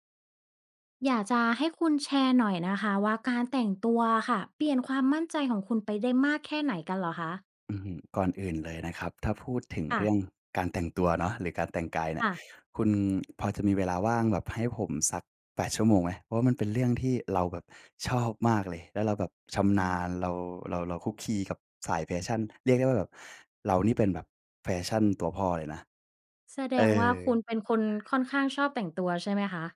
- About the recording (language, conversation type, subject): Thai, podcast, การแต่งตัวส่งผลต่อความมั่นใจของคุณมากแค่ไหน?
- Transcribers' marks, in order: none